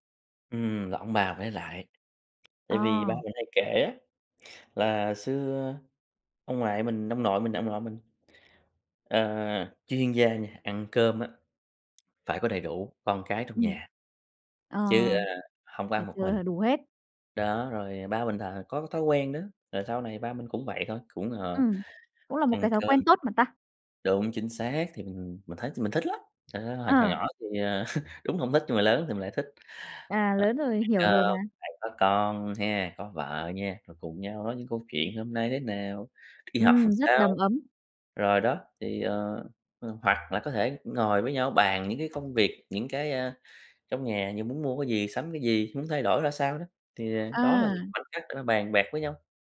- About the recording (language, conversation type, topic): Vietnamese, podcast, Gia đình bạn có truyền thống nào khiến bạn nhớ mãi không?
- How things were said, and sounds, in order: tapping; laughing while speaking: "ờ"; other background noise